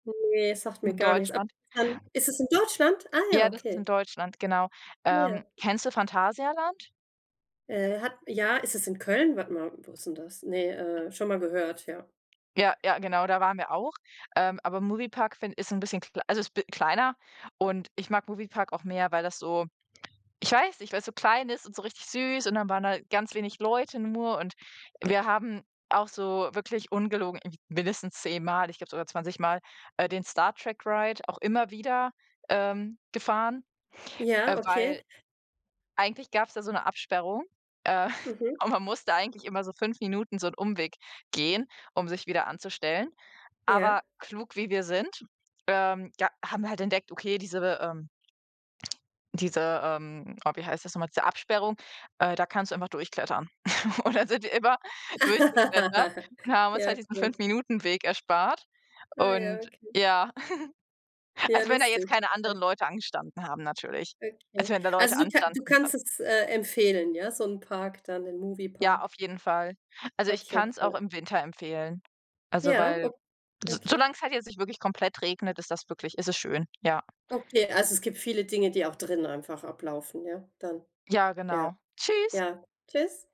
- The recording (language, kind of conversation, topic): German, unstructured, Was war dein schönstes Urlaubserlebnis?
- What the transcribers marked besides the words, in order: unintelligible speech; chuckle; laugh; joyful: "Und, dann sind wir immer … erspart und, ja"; laugh; giggle